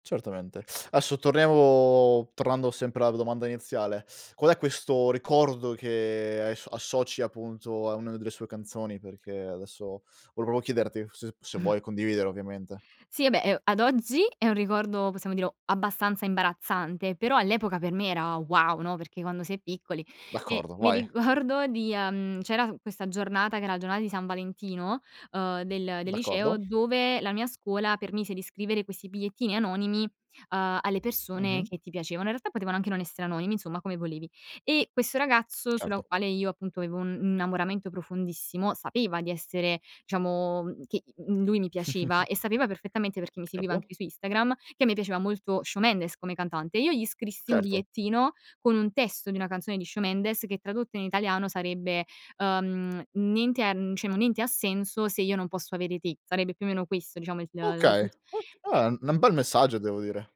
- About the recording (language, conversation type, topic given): Italian, podcast, Hai una canzone che associ a un ricordo preciso?
- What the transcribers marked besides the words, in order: teeth sucking; "adesso" said as "aesso"; teeth sucking; tapping; "volevo" said as "volepro"; "vabbè" said as "abè"; "dirlo" said as "diro"; laughing while speaking: "ricordo"; "giornata" said as "giornà"; other background noise; "avevo" said as "aevo"; "innamoramento" said as "namoramento"; "diciamo" said as "ciamo"; chuckle; "cioè" said as "ceh"; other noise